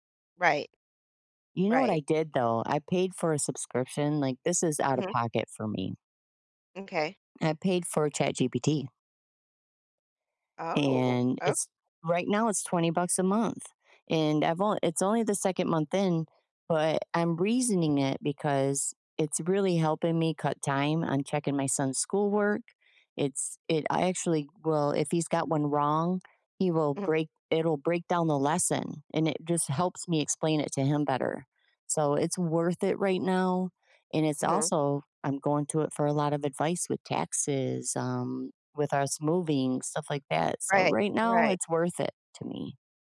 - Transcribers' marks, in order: tapping
- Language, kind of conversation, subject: English, unstructured, How can I notice how money quietly influences my daily choices?